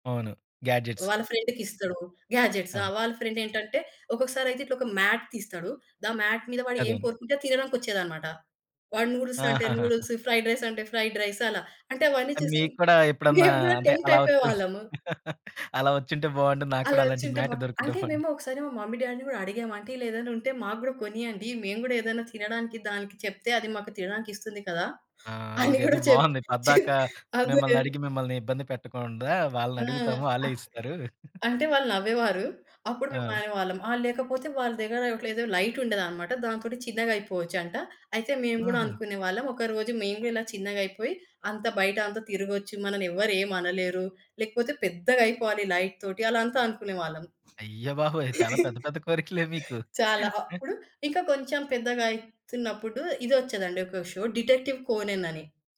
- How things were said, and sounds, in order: in English: "గ్యాడ్జెట్స్"; in English: "ఫ్రెండ్‌కిస్తాడు. గ్యాడ్జెట్స్"; in English: "ఫ్రెండ్"; in English: "మ్యాట్"; in English: "మ్యాట్"; in English: "ఫ్రైడ్ రైస్"; in English: "ఫ్రైడ్ రైస్"; in English: "టెంప్ట్"; chuckle; in English: "మ్యాట్"; in English: "మమ్మీ డ్యాడీని"; laughing while speaking: "అని గూడా చెప్ చెప్ అదే"; giggle; in English: "లైట్"; other background noise; chuckle; in English: "షో"
- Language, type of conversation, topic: Telugu, podcast, చిన్నప్పుడు పాత కార్టూన్లు చూడటం మీకు ఎలాంటి జ్ఞాపకాలను గుర్తు చేస్తుంది?